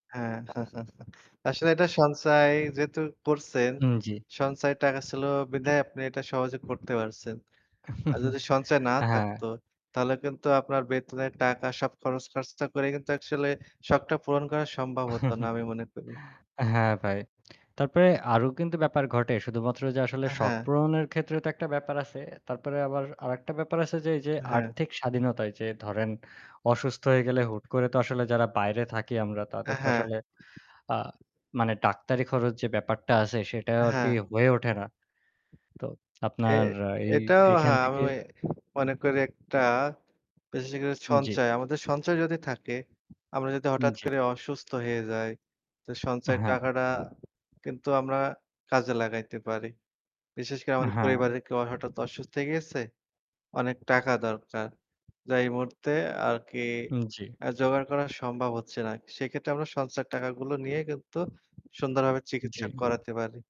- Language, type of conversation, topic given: Bengali, unstructured, ছোট ছোট সঞ্চয় কীভাবে বড় সুখ এনে দিতে পারে?
- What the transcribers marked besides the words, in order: static; distorted speech; chuckle; other background noise; tapping; chuckle; chuckle